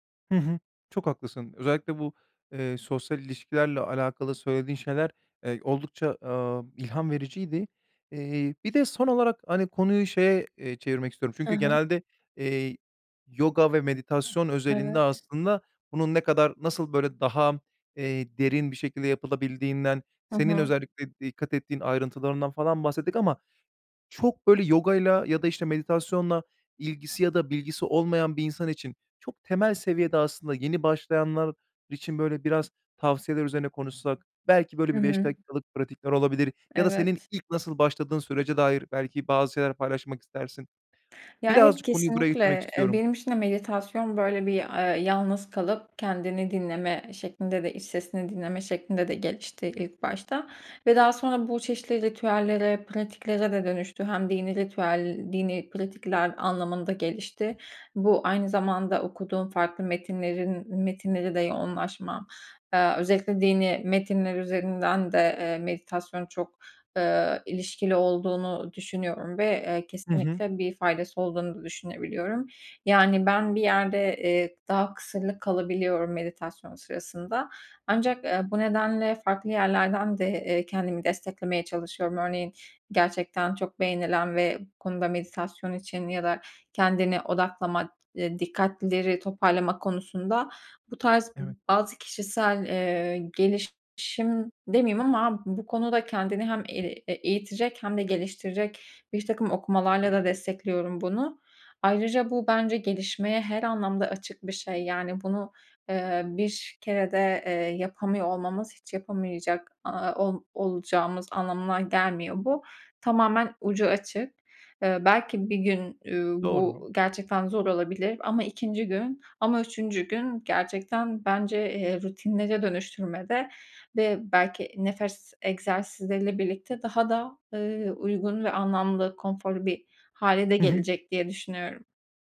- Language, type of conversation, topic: Turkish, podcast, Meditasyon sırasında zihnin dağıldığını fark ettiğinde ne yaparsın?
- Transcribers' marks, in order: tapping; other background noise